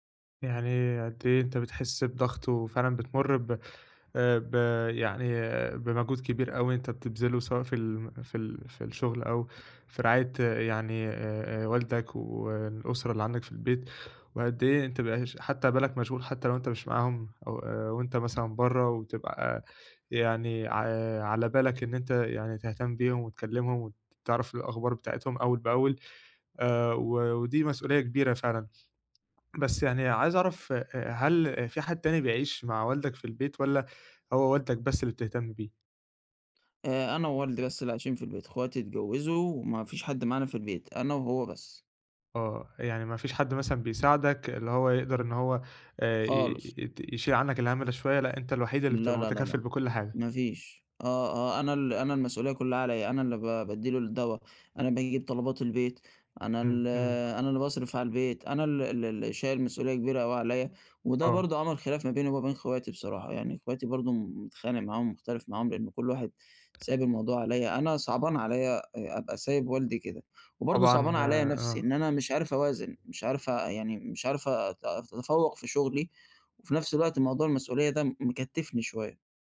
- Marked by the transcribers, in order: tapping
- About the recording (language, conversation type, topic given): Arabic, advice, إزاي أوازن بين الشغل ومسؤوليات رعاية أحد والديّ؟